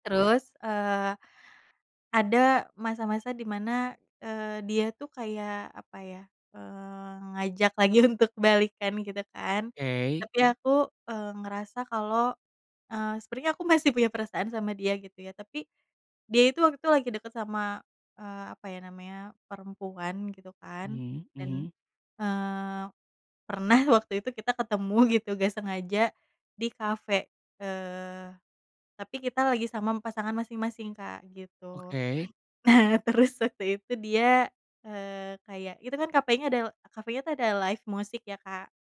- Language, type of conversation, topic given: Indonesian, podcast, Bagaimana lagu bisa membantu kamu menjalani proses kehilangan?
- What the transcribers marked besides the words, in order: laughing while speaking: "Nah"; in English: "live"